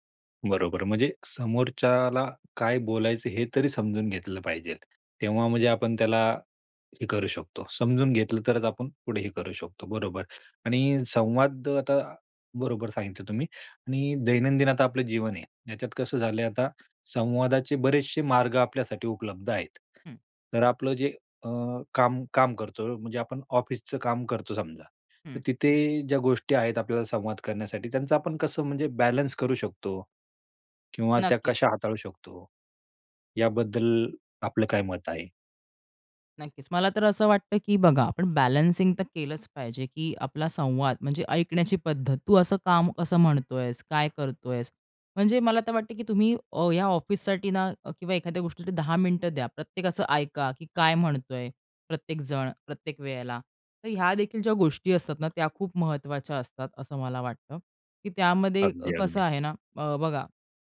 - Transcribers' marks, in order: other background noise; tapping
- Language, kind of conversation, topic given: Marathi, podcast, टीममधला चांगला संवाद कसा असतो?